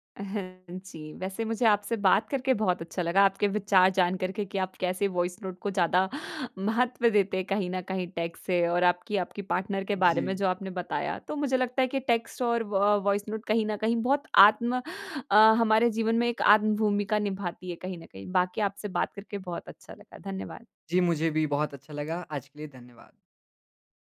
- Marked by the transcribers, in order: in English: "वॉइस नोट"; in English: "टेक्स्ट"; in English: "पार्टनर"; in English: "टेक्स्ट"; in English: "वॉइस नोट"
- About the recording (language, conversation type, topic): Hindi, podcast, वॉइस नोट और टेक्स्ट — तुम किसे कब चुनते हो?